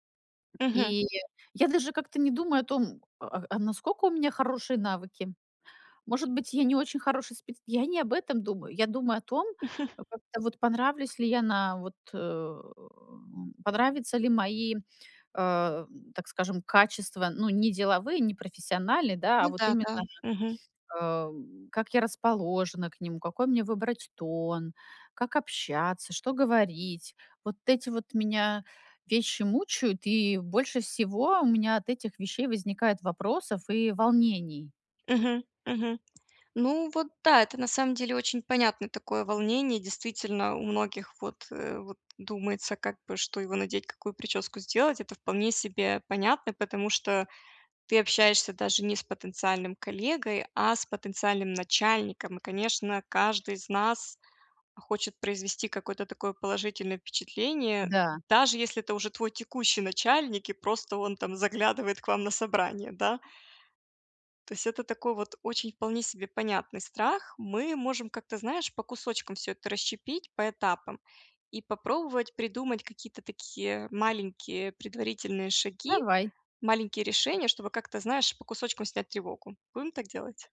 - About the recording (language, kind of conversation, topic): Russian, advice, Как справиться с тревогой перед важными событиями?
- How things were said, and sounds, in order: other background noise; chuckle; stressed: "даже"